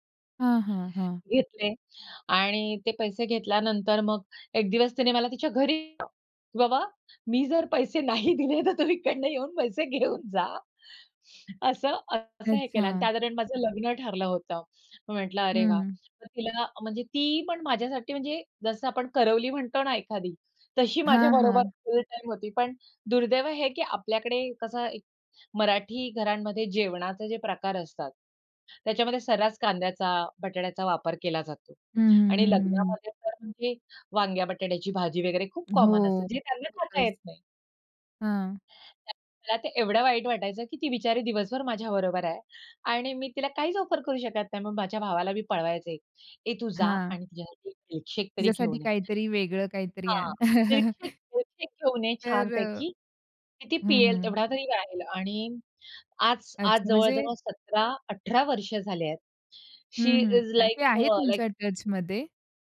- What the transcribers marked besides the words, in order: unintelligible speech; laughing while speaking: "नाही दिले तर तुम्ही इकडनं येऊन पैसे घेऊन जा"; in English: "कॉमन"; in English: "ऑफर"; chuckle; in English: "शी इस लाइक अ, लाइक"
- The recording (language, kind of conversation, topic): Marathi, podcast, प्रवासात भेटलेले मित्र दीर्घकाळ टिकणारे जिवलग मित्र कसे बनले?